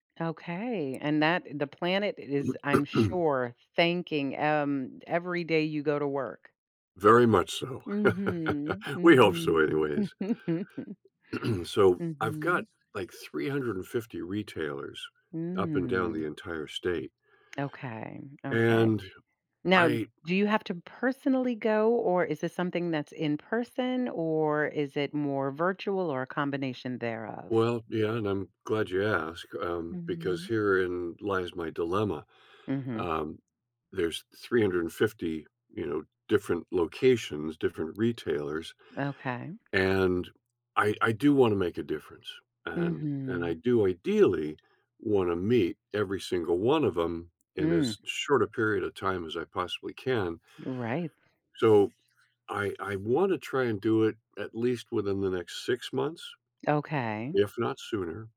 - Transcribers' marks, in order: tapping; throat clearing; laugh; throat clearing; other background noise; chuckle
- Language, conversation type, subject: English, advice, How can I get a promotion?